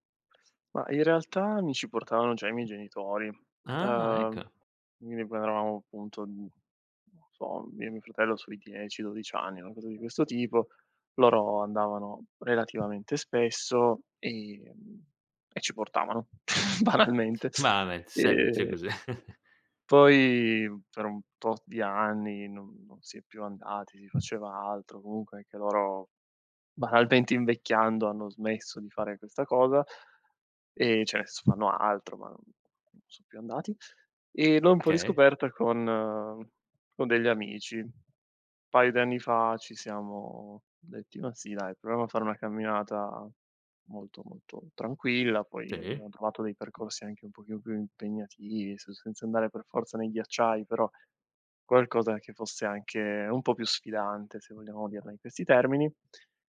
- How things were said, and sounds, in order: other background noise; tapping; "avevano" said as "aveveamo"; chuckle; laughing while speaking: "banalmente"; laughing while speaking: "così"; chuckle; "cioè" said as "ceh"
- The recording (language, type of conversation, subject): Italian, podcast, Com'è nata la tua passione per questo hobby?